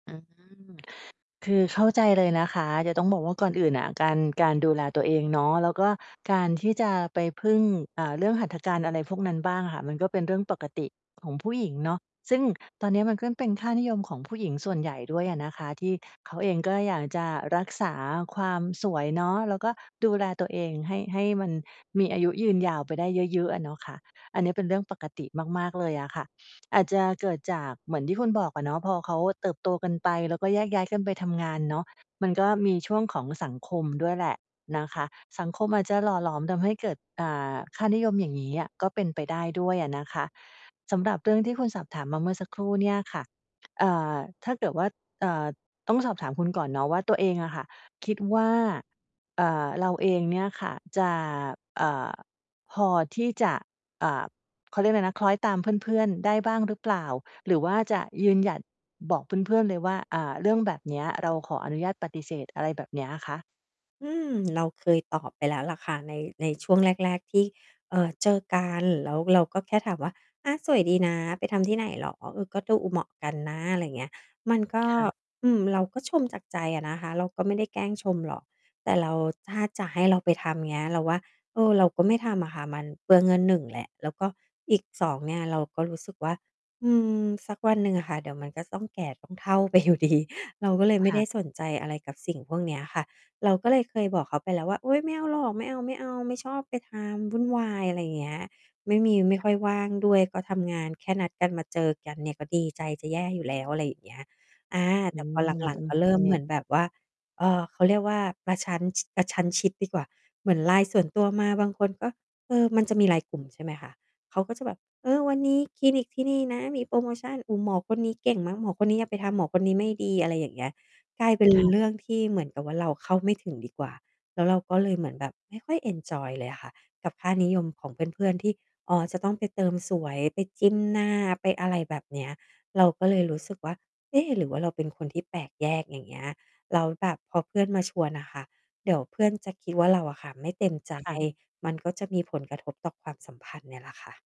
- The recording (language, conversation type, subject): Thai, advice, ฉันจะรักษาความสัมพันธ์กับครอบครัวที่มีค่านิยมต่างกันอย่างไร?
- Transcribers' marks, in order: distorted speech; tapping; laughing while speaking: "ไปอยู่ดี"; mechanical hum; other background noise